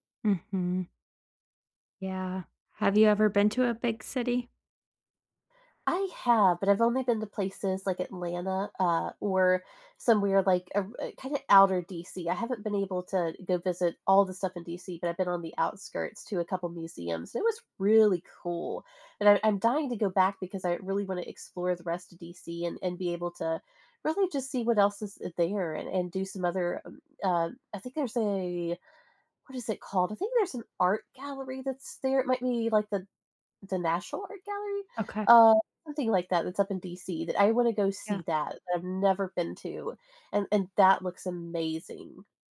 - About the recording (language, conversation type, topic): English, unstructured, How can I use nature to improve my mental health?
- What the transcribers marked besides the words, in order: none